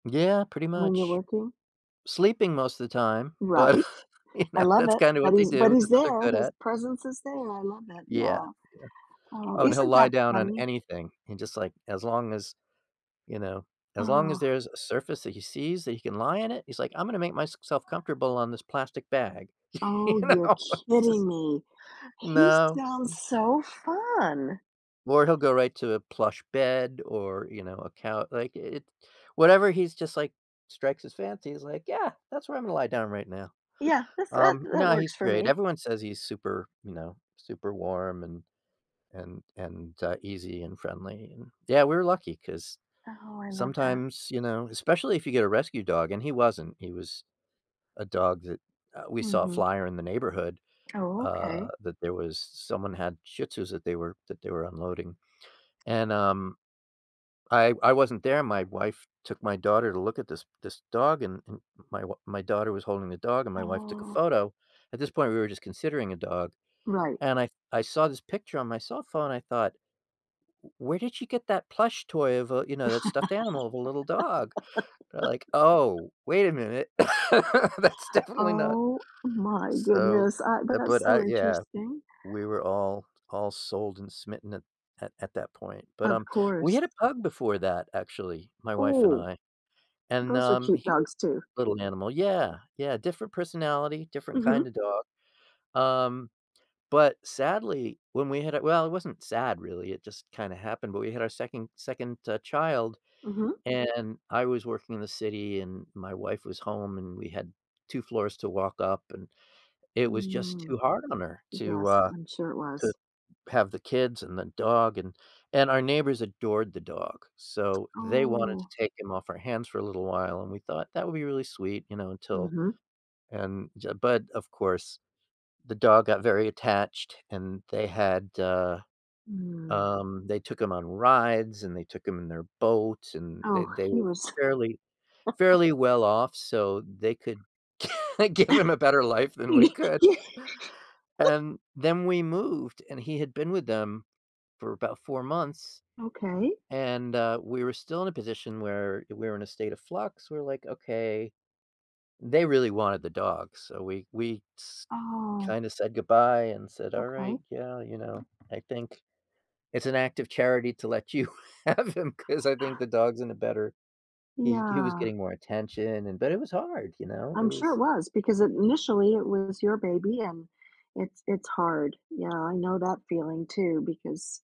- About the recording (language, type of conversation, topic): English, unstructured, Why do you think having a pet can improve someone's emotional well-being?
- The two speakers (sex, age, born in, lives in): female, 70-74, Puerto Rico, United States; male, 60-64, United States, United States
- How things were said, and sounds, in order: chuckle; laughing while speaking: "you know"; laughing while speaking: "You know? It's just"; tapping; other background noise; laugh; chuckle; laughing while speaking: "That's definitely"; chuckle; laughing while speaking: "give him a better life than we could"; laugh; laughing while speaking: "you have him"